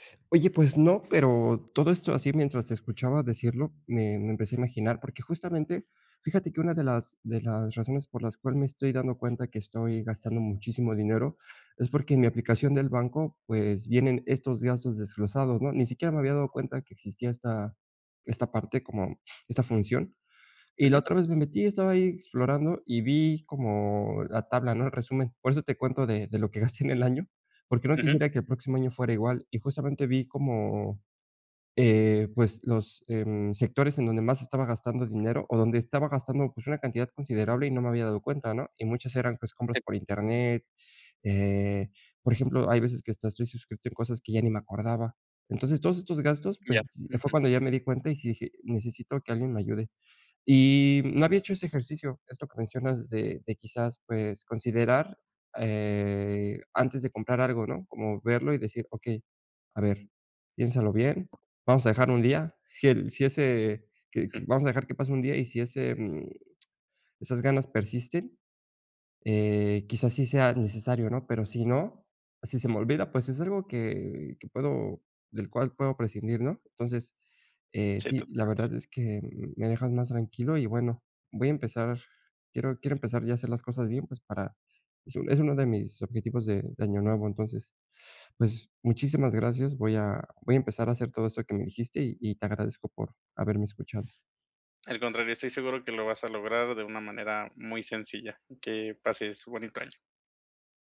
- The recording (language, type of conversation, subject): Spanish, advice, ¿Cómo puedo evitar las compras impulsivas y ahorrar mejor?
- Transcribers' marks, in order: chuckle; tapping; other background noise; other noise; unintelligible speech